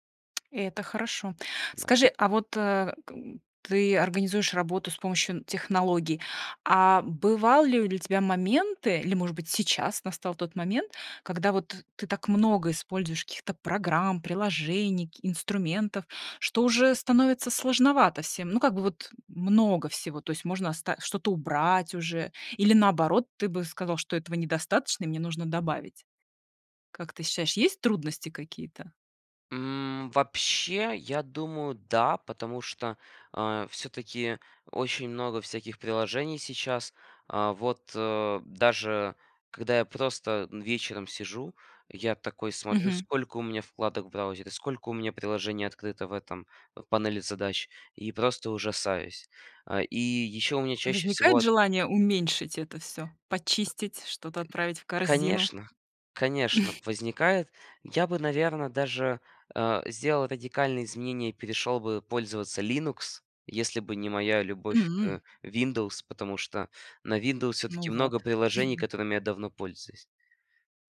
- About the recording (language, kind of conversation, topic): Russian, podcast, Как ты организуешь работу из дома с помощью технологий?
- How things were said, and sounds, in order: tapping; chuckle; chuckle; other background noise